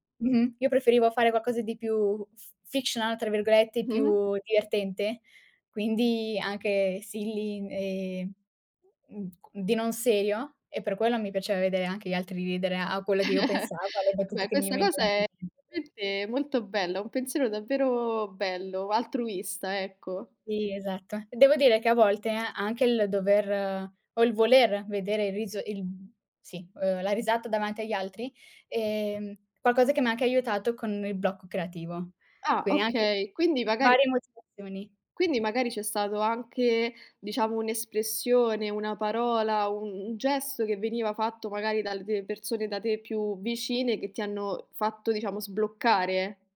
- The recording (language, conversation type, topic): Italian, podcast, Come affronti il blocco creativo?
- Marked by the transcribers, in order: tapping; "qualcosa" said as "quaccosa"; in English: "fictional"; in English: "silly"; chuckle; unintelligible speech; other background noise